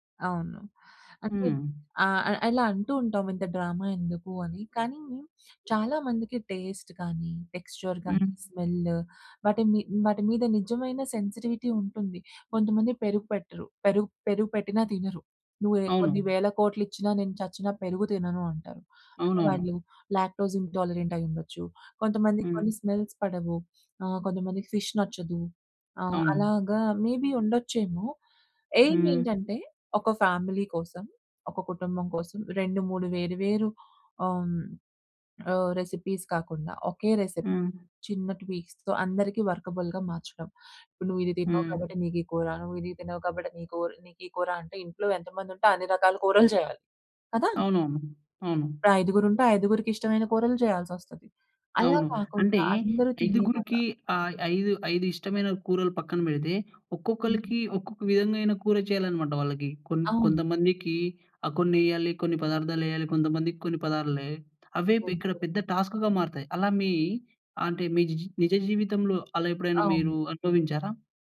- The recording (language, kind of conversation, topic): Telugu, podcast, పికీగా తినేవారికి భోజనాన్ని ఎలా సరిపోయేలా మార్చాలి?
- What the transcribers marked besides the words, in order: in English: "డ్రామా"; in English: "టేస్ట్"; in English: "టెక్స్చర్"; in English: "స్మెల్"; in English: "సెన్సిటివిటీ"; in English: "లాక్టోస్ ఇంటాలరెంట్"; in English: "స్మెల్స్"; other background noise; in English: "ఫిష్"; in English: "మేబీ"; in English: "ఏయిమ్"; in English: "ఫ్యామిలీ"; in English: "రెసిపీస్"; in English: "రెసిపీ"; in English: "ట్వీక్స్‌తో"; in English: "వర్కబుల్‌గా"; tapping; other noise; in English: "టాస్క్‌గా"